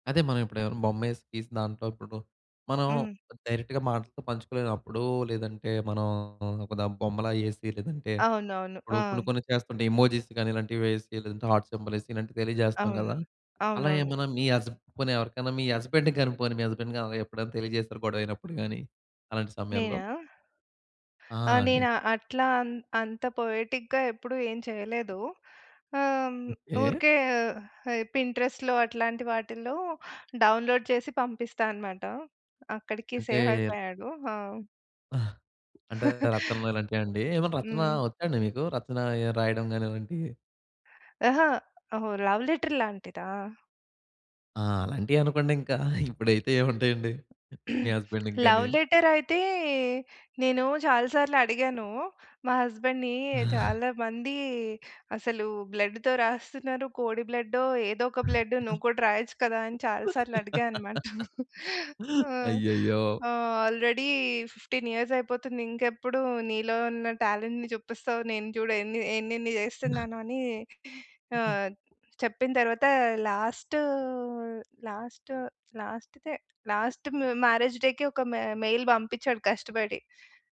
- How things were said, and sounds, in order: in English: "డైరెక్ట్‌గా"; tapping; in English: "ఎమోజీస్"; in English: "హార్ట్"; in English: "హస్బెండ్‌కి"; in English: "హస్బెండ్"; in English: "పోయెటిక్‌గా"; in English: "పింట్రెస్ట్‌లో"; in English: "డౌన్లోడ్"; in English: "సేవ్"; chuckle; in English: "లవ్ లెటర్"; chuckle; other background noise; throat clearing; in English: "లవ్ లెటర్"; in English: "హస్బెండ్‌కి"; in English: "హస్బెండ్‌ని"; in English: "బ్లడ్‌తో"; in English: "బ్లడ్"; chuckle; laugh; chuckle; in English: "ఆల్రెడీ ఫిఫ్టీన్ ఇయర్స్"; in English: "టాలెంట్‌ని"; in English: "లాస్ట్"; in English: "లాస్ట్ మ్యారేజ్ డేకి"; in English: "మె మెయిల్"
- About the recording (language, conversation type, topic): Telugu, podcast, మీరు మీ మొదటి కళా కృతి లేదా రచనను ఇతరులతో పంచుకున్నప్పుడు మీకు ఎలా అనిపించింది?